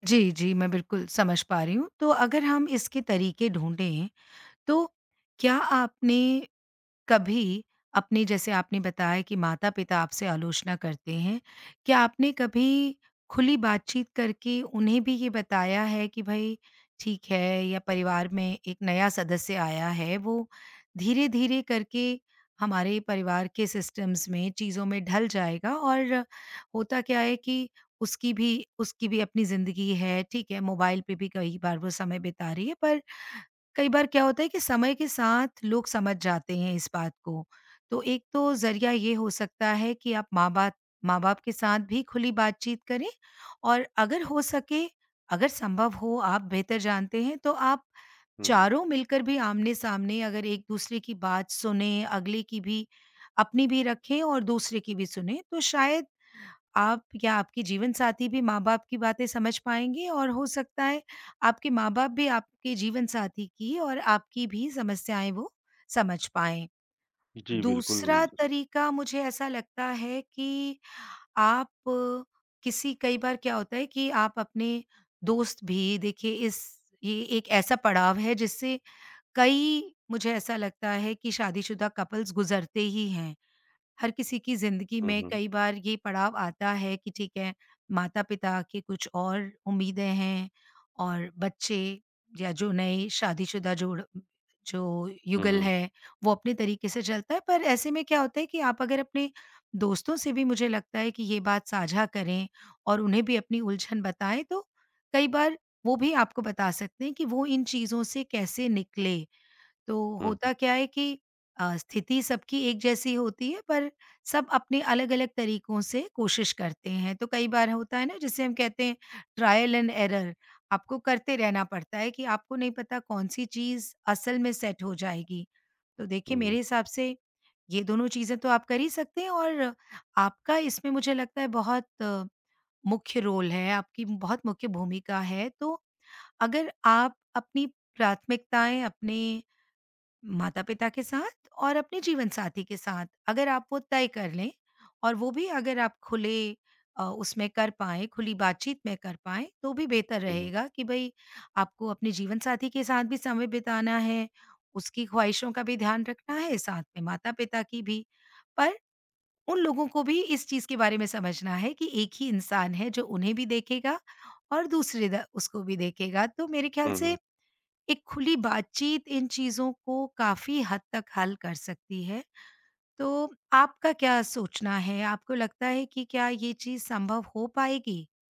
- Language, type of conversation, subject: Hindi, advice, शादी के बाद जीवनशैली बदलने पर माता-पिता की आलोचना से आप कैसे निपट रहे हैं?
- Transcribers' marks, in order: in English: "सिस्टम्स"; in English: "कपल्स"; in English: "ट्रायल एंड एरर"; in English: "सेट"; in English: "रोल"